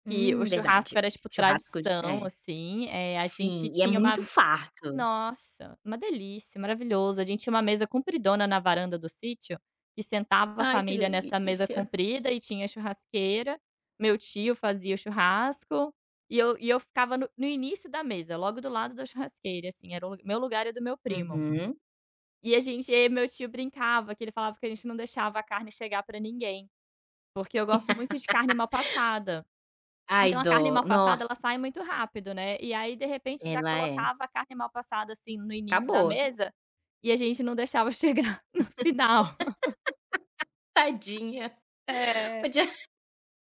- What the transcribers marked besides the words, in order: tapping; laugh; laugh; laughing while speaking: "chegar no final"; laugh
- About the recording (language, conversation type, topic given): Portuguese, unstructured, Qual é uma lembrança da sua infância que você guarda com carinho até hoje?